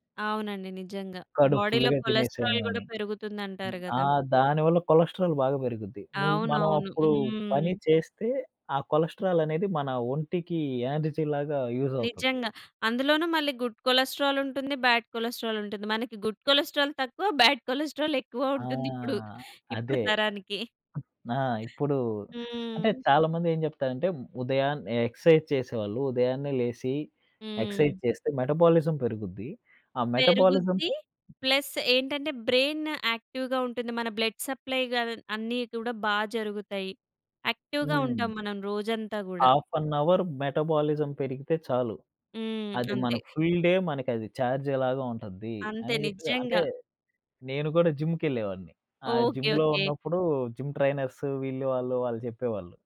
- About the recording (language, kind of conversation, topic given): Telugu, podcast, ఒక సాధారణ వ్యాయామ రొటీన్ గురించి చెప్పగలరా?
- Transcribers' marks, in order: in English: "బోడీలో కొలెస్ట్రాల్"; in English: "కొలెస్ట్రాల్"; in English: "ఎనర్జీ"; in English: "యూజ్"; in English: "గుడ్"; in English: "బ్యాడ్"; in English: "గుడ్ కొలెస్ట్రాల్"; in English: "బ్యాడ్ కొలెస్ట్రాల్"; other background noise; chuckle; in English: "ఎక్స‌సైజ్"; in English: "ఎక్స‌సైజ్"; in English: "మెటబోలిజం"; in English: "మెటబోలిజం"; in English: "ప్లస్"; in English: "బ్రెయిన్ యాక్టివ్‌గా"; in English: "బ్లడ్ సప్లయి"; in English: "యాక్టివ్‌గా"; in English: "మెటబోలిజం"; in English: "ఫుల్ డే"; other noise; stressed: "నిజంగా"; in English: "జిమ్‌లో"; in English: "జిమ్"